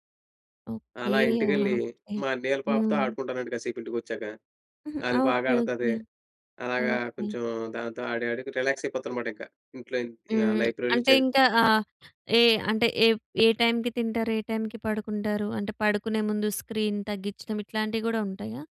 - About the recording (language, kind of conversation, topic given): Telugu, podcast, రోజువారీ పనిలో మీకు అత్యంత ఆనందం కలిగేది ఏమిటి?
- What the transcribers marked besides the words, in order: in English: "లైబ్రరీ‌లో"; other background noise; in English: "టైమ్‌కి"; in English: "టైమ్‌కి"; in English: "స్క్రీన్"